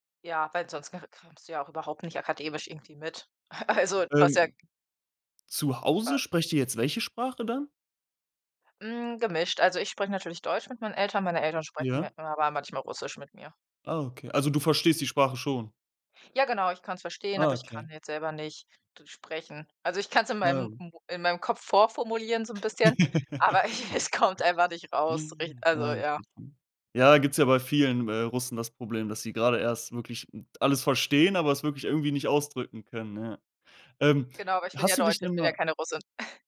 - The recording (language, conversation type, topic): German, podcast, Welche Rolle hat Migration in deiner Familie gespielt?
- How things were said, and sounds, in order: other background noise; chuckle; unintelligible speech; laughing while speaking: "ich"; snort